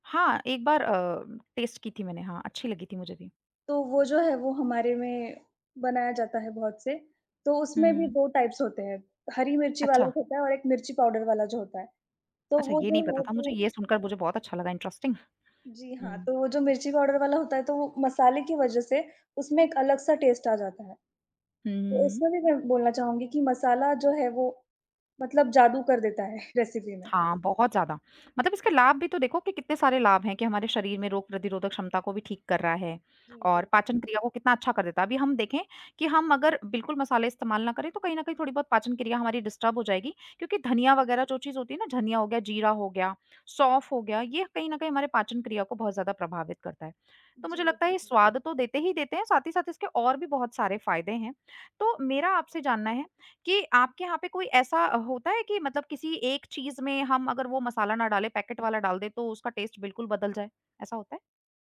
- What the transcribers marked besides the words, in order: in English: "टेस्ट"; in English: "टाइप्स"; in English: "इंटरेस्टिंग"; in English: "टेस्ट"; in English: "रेसिपी"; in English: "डिस्टर्ब"; in English: "टेस्ट"
- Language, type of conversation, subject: Hindi, unstructured, खाने में मसालों का क्या महत्व होता है?
- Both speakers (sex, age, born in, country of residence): female, 20-24, India, India; female, 25-29, India, India